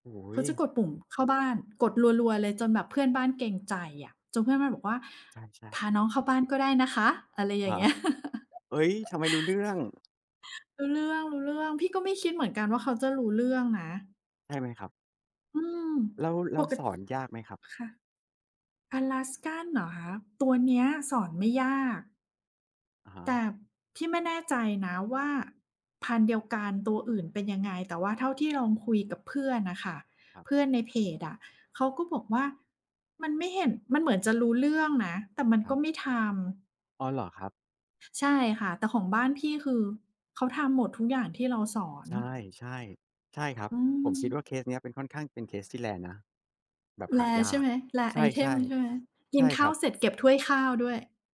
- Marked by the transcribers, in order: other background noise; chuckle; tapping; in English: "rare"; in English: "rare"; in English: "rare item"
- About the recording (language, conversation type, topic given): Thai, unstructured, สัตว์เลี้ยงทำให้ชีวิตของคุณเปลี่ยนแปลงไปอย่างไรบ้าง?
- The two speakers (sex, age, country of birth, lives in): female, 45-49, Thailand, Thailand; male, 30-34, Thailand, Thailand